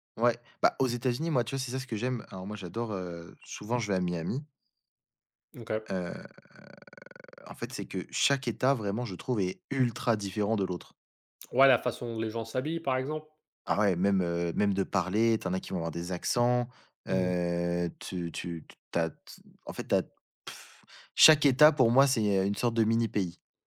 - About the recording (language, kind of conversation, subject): French, unstructured, Quels défis rencontrez-vous pour goûter la cuisine locale en voyage ?
- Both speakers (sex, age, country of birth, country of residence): male, 20-24, France, France; male, 25-29, France, United States
- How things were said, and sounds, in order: drawn out: "Heu"; stressed: "ultra"; sigh